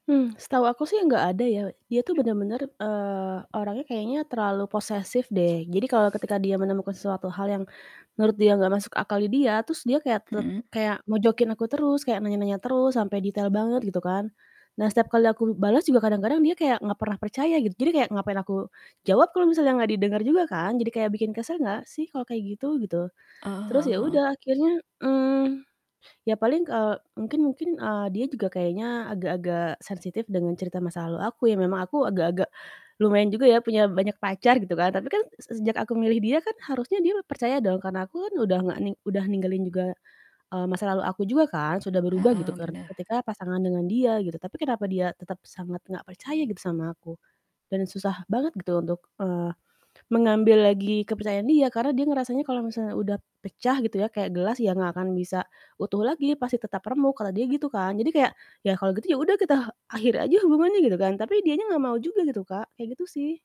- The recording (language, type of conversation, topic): Indonesian, advice, Mengapa kamu takut mengakhiri hubungan meski kamu tidak bahagia karena khawatir merasa kesepian?
- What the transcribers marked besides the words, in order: static; other background noise; tapping